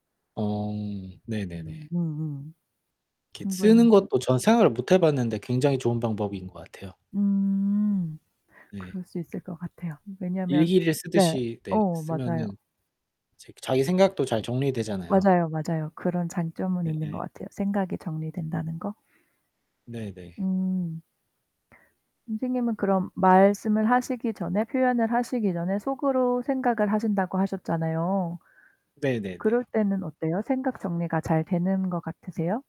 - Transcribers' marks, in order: other background noise; static; distorted speech
- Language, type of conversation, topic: Korean, unstructured, 자신을 가장 잘 표현하는 방법은 무엇이라고 생각하나요?